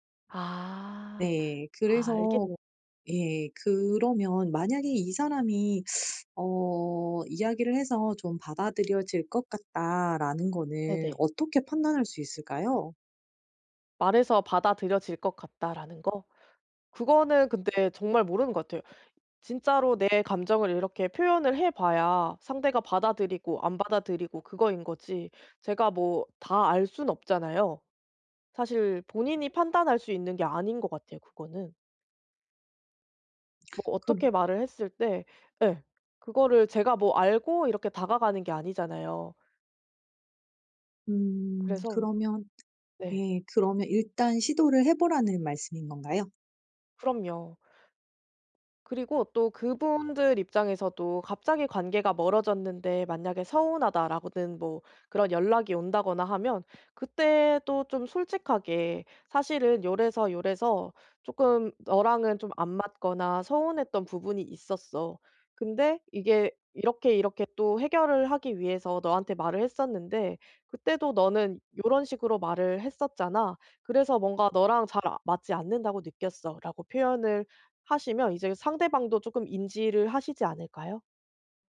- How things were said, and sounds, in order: tapping; teeth sucking; other background noise
- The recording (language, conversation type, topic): Korean, advice, 감정을 더 솔직하게 표현하는 방법은 무엇인가요?